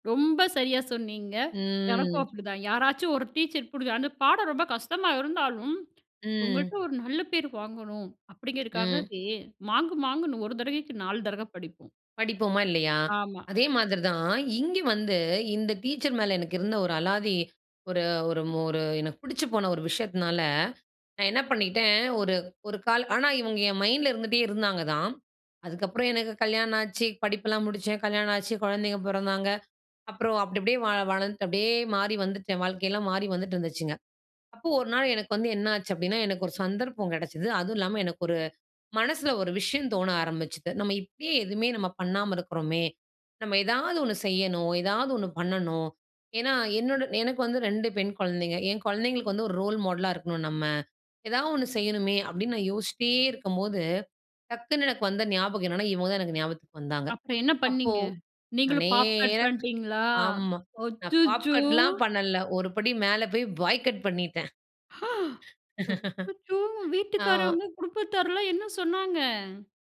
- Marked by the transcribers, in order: drawn out: "ம்"; other noise; "தடவ" said as "தடக"; other background noise; surprised: "ஆ! அச்சச்சோ! வீட்டுக்காரவங்க, குடுப்பத்தார்லாம் என்ன சொன்னாங்க?"; laugh
- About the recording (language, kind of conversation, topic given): Tamil, podcast, உங்கள் தோற்றப் பாணிக்குத் தூண்டுகோலானவர் யார்?